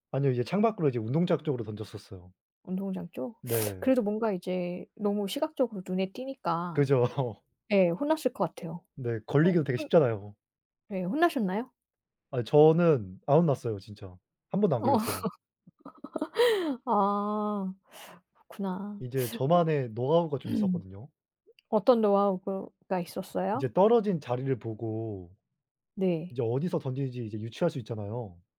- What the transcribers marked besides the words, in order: teeth sucking; laughing while speaking: "그죠"; laugh; other background noise; throat clearing; tapping
- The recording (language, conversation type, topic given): Korean, unstructured, 학교에서 가장 행복했던 기억은 무엇인가요?